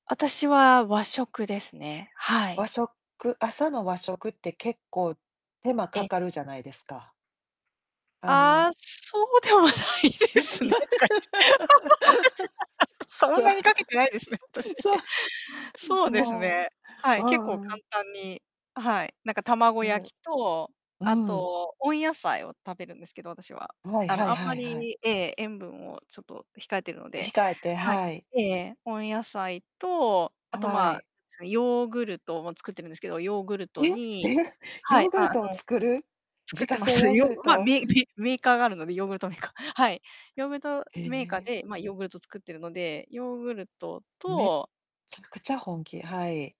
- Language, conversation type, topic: Japanese, unstructured, 料理を趣味にすると、どんな楽しみがありますか？
- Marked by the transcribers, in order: laughing while speaking: "そうではないですね。 そんなにかけてないですね、私"; laugh; other background noise; unintelligible speech; laughing while speaking: "そう。そう"; other noise; unintelligible speech; laughing while speaking: "作ってます"; stressed: "めっちゃくちゃ"